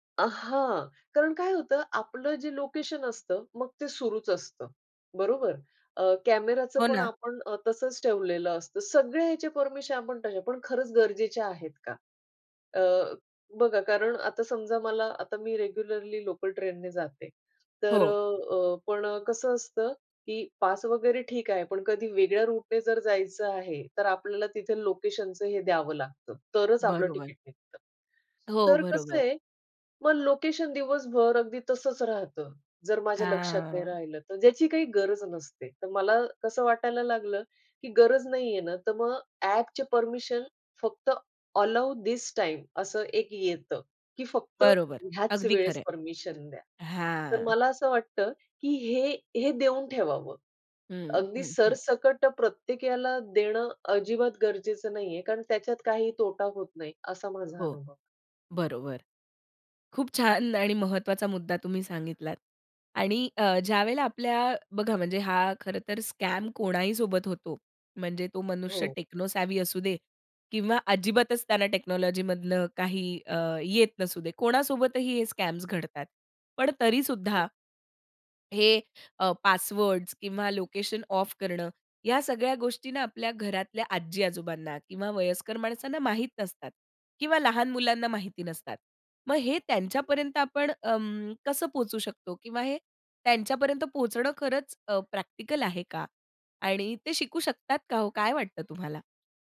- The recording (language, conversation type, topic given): Marathi, podcast, डिजिटल सुरक्षा आणि गोपनीयतेबद्दल तुम्ही किती जागरूक आहात?
- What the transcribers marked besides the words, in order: other background noise; drawn out: "हां"; in English: "अलाउ दिस टाईम"; drawn out: "हां"; tapping; in English: "स्कॅम"; in English: "टेक्नो सॅव्ही"; in English: "टेक्नॉलॉजीमधलं"; in English: "स्कॅम्स"; in English: "ऑफ"